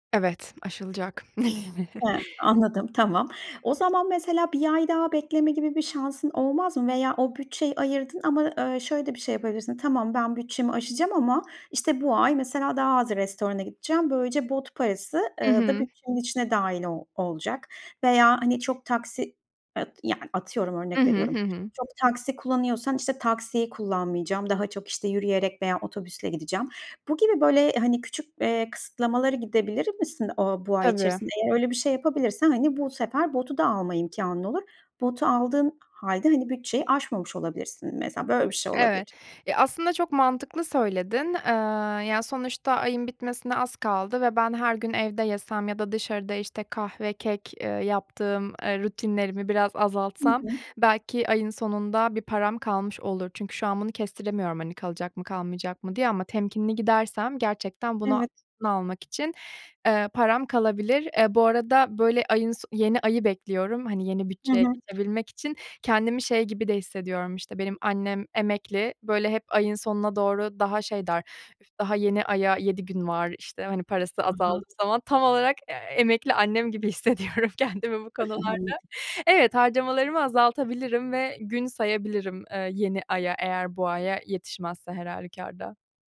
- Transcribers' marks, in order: chuckle; tapping; other background noise; laughing while speaking: "hissediyorum kendimi bu konularda"; unintelligible speech
- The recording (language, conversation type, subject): Turkish, advice, Aylık harcamalarımı kontrol edemiyor ve bütçe yapamıyorum; bunu nasıl düzeltebilirim?